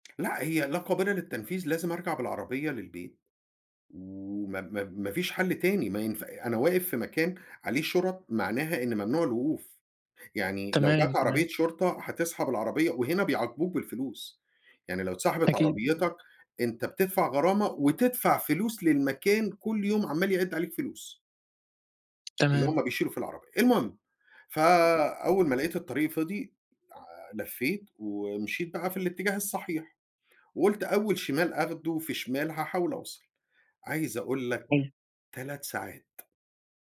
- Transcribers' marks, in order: unintelligible speech
- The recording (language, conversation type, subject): Arabic, podcast, هل حصلك قبل كده تتيه عن طريقك، وإيه اللي حصل بعدها؟
- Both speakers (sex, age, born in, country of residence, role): male, 20-24, Egypt, Egypt, host; male, 55-59, Egypt, United States, guest